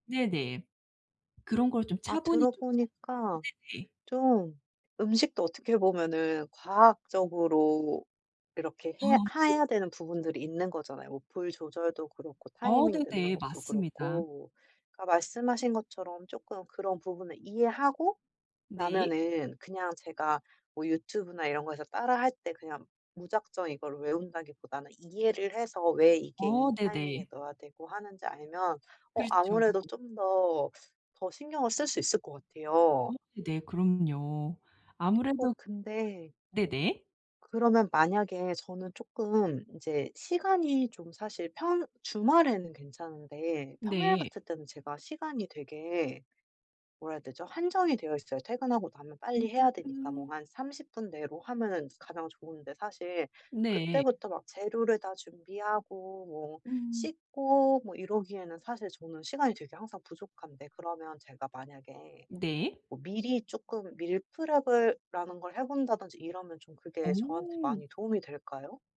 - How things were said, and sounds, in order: "하야" said as "해야"; unintelligible speech; teeth sucking; tapping; unintelligible speech; in English: "밀프렙을"
- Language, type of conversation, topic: Korean, advice, 요리에 자신감을 키우려면 어떤 작은 습관부터 시작하면 좋을까요?